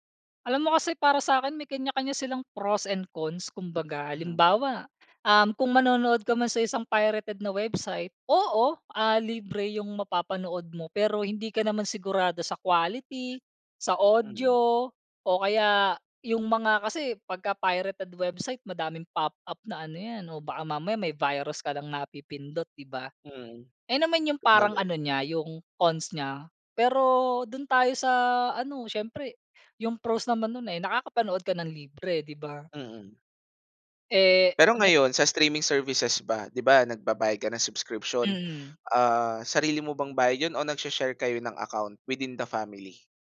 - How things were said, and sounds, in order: in English: "pros and cons"; wind; in English: "pirated website"; in English: "pop-up"; in English: "cons"; in English: "pros"; in English: "streaming services"; in English: "account within the family?"
- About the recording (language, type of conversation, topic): Filipino, podcast, Paano nagbago ang panonood mo ng telebisyon dahil sa mga serbisyong panonood sa internet?